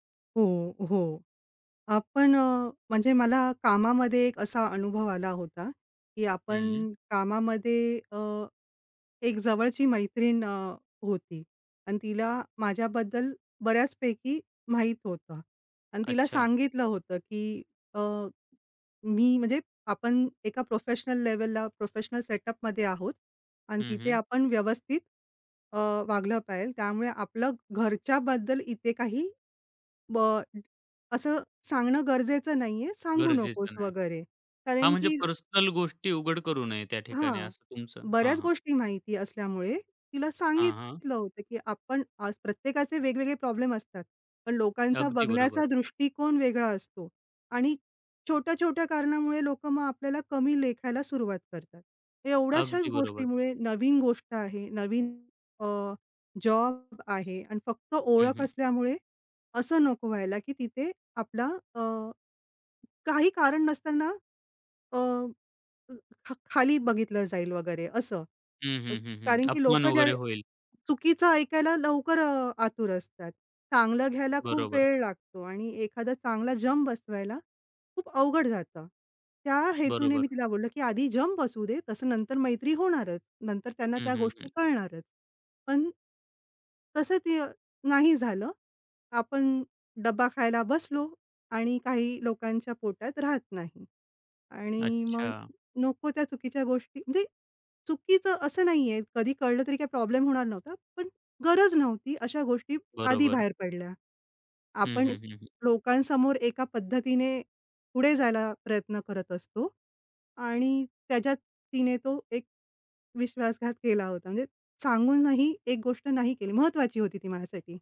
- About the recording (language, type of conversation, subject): Marathi, podcast, एकदा विश्वास गेला तर तो कसा परत मिळवता?
- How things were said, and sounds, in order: in English: "प्रोफेशनल लेवलला, प्रोफेशनल सेटअपमध्ये"; in English: "पर्सनल"; in English: "प्रॉब्लेम"; in English: "जॉब"; in English: "प्रॉब्लेम"